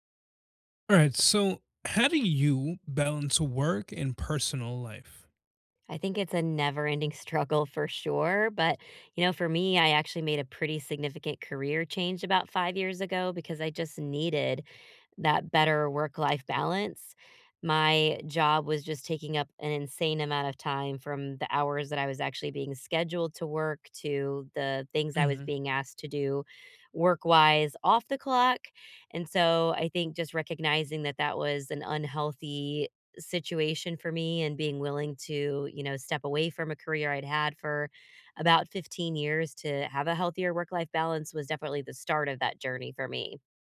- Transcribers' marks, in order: none
- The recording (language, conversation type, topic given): English, unstructured, How can I balance work and personal life?